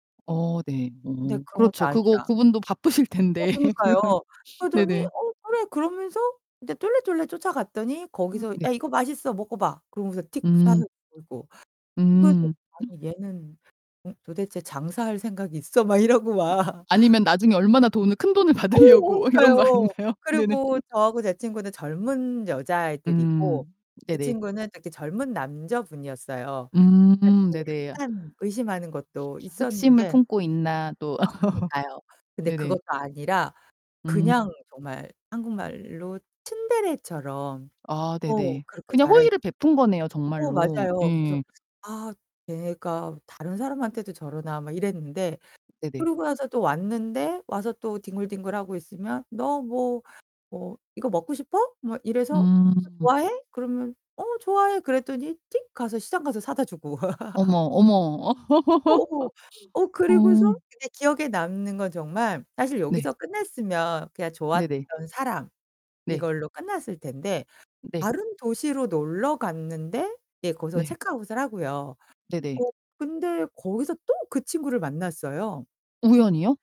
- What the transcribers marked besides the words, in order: other background noise; laughing while speaking: "바쁘실 텐데. 그러면"; laugh; distorted speech; gasp; laughing while speaking: "막 이러고 막"; laughing while speaking: "큰 돈을 받으려고 이런 거 아닌가요? 네네"; anticipating: "어우, 그러니까요"; laugh; laugh; drawn out: "음"; laugh; laughing while speaking: "어"; laugh; tapping
- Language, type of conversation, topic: Korean, podcast, 가장 기억에 남는 여행은 무엇인가요?